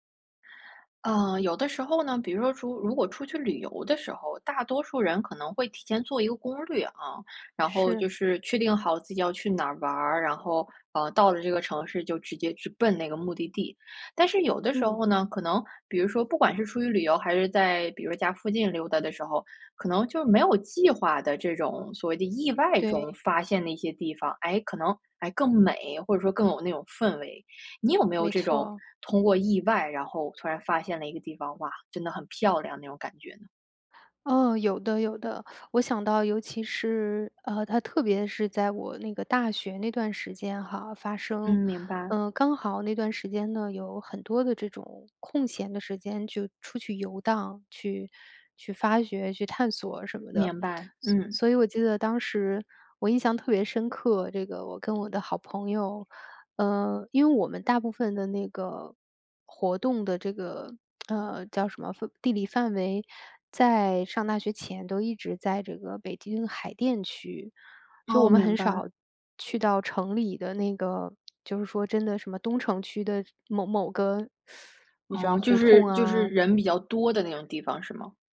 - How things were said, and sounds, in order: other background noise; teeth sucking; lip smack; teeth sucking
- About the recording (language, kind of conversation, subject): Chinese, podcast, 说说一次你意外发现美好角落的经历？